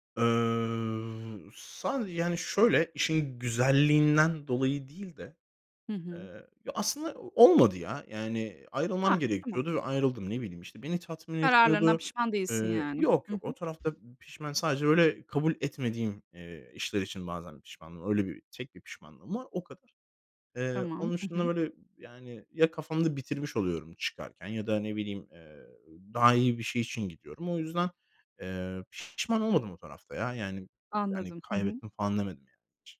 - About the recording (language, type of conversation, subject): Turkish, podcast, İşten ayrılmanın kimliğini nasıl etkilediğini düşünüyorsun?
- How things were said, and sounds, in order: other background noise; tapping